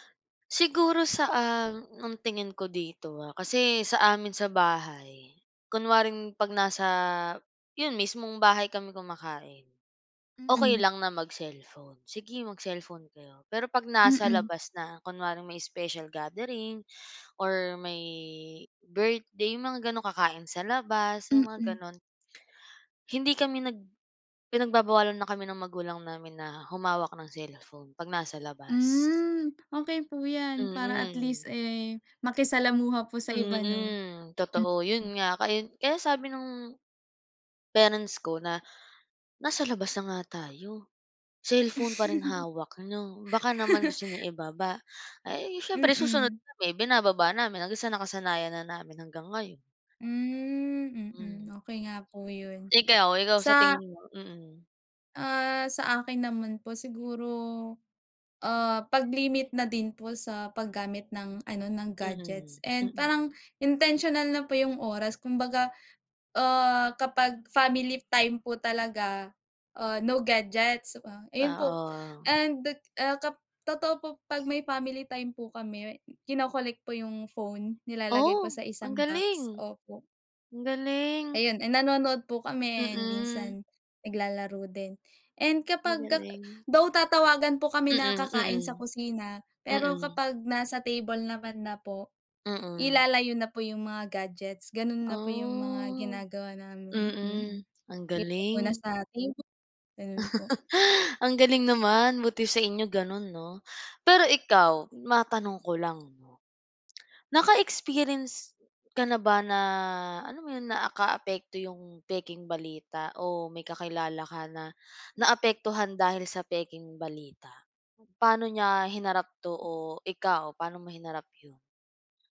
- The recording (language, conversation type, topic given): Filipino, unstructured, Paano nakaaapekto ang araw-araw na paggamit ng midyang panlipunan at mga kagamitang de‑elektroniko sa mga bata at sa personal na komunikasyon?
- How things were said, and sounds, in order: other background noise; laugh; laugh